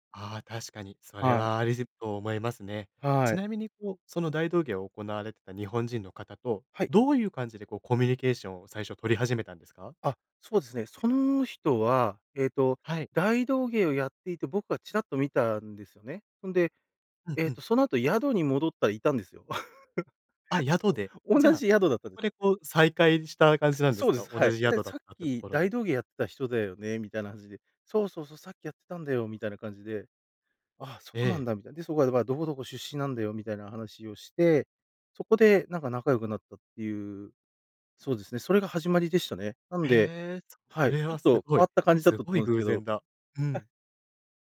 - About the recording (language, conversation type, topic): Japanese, podcast, 旅先で出会った面白い人のエピソードはありますか？
- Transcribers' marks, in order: chuckle; chuckle